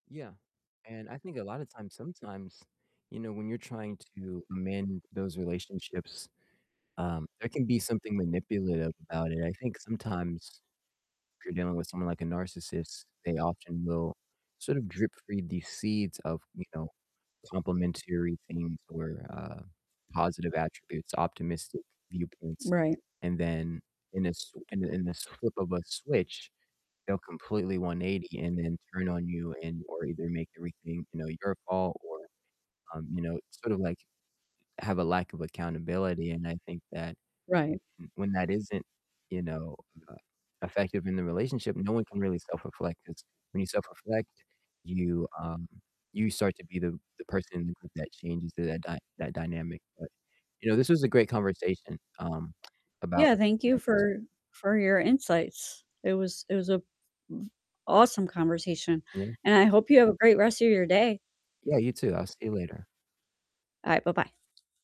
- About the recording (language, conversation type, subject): English, unstructured, How can you tell a friend you need some space without making them feel rejected?
- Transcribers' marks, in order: distorted speech; tapping; static; unintelligible speech; other noise; other background noise